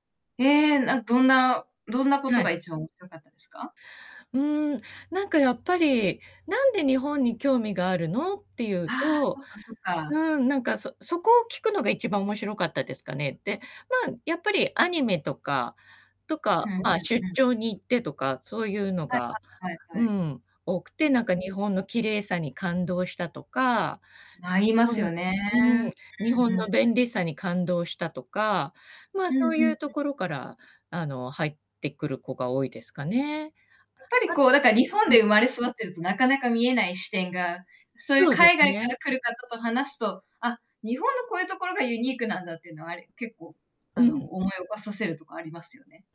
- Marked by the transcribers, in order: other background noise; distorted speech
- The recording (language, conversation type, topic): Japanese, unstructured, ボランティア活動に参加したことはありますか？